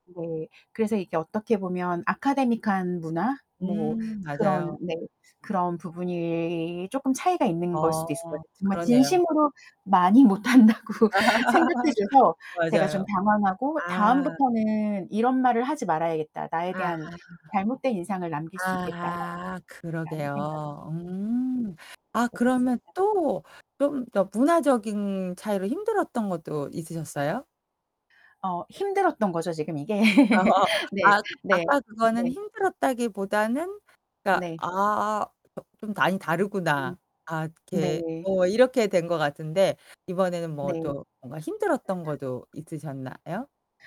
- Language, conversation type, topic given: Korean, podcast, 학교에서 문화적 차이 때문에 힘들었던 경험이 있으신가요?
- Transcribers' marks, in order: distorted speech; other background noise; laugh; laughing while speaking: "못 한다고"; unintelligible speech; unintelligible speech; laugh; tapping; laugh; static; unintelligible speech